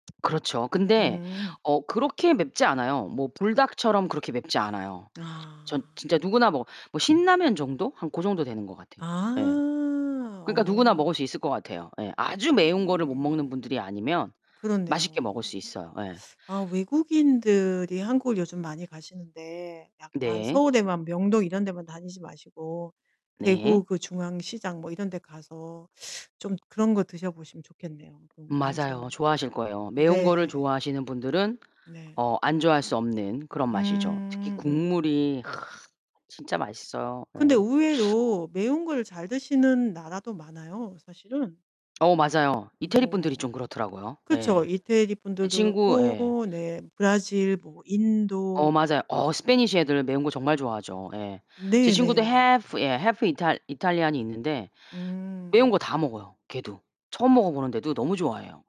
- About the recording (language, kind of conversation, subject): Korean, podcast, 동네 길거리 음식을 먹다가 문득 떠오른 에피소드가 있나요?
- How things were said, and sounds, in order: other background noise; static; distorted speech; other noise; in English: "스패니시"; put-on voice: "half"; in English: "half"; in English: "half 이탈 이탈리안이"; put-on voice: "half"